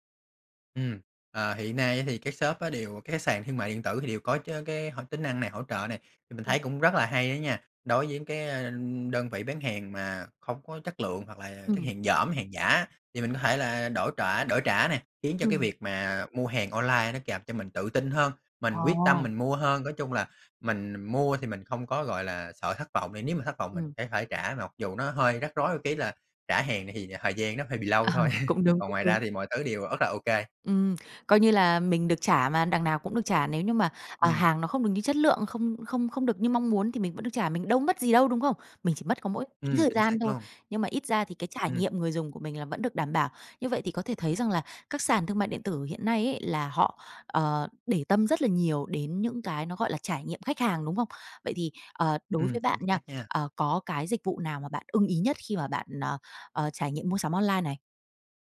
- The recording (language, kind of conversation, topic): Vietnamese, podcast, Bạn có thể chia sẻ trải nghiệm mua sắm trực tuyến của mình không?
- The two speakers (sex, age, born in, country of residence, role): female, 30-34, Vietnam, Vietnam, host; male, 30-34, Vietnam, Vietnam, guest
- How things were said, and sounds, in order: other background noise; tapping; "trả" said as "trỏa"; laughing while speaking: "À"; chuckle; "rất" said as "ất"